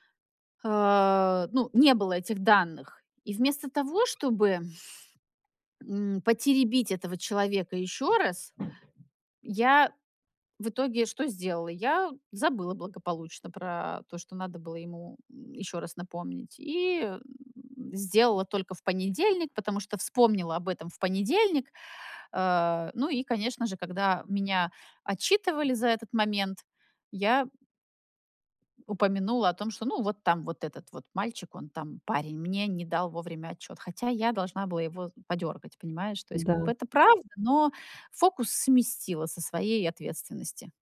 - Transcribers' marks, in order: tapping
- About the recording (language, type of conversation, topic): Russian, advice, Как научиться признавать свои ошибки и правильно их исправлять?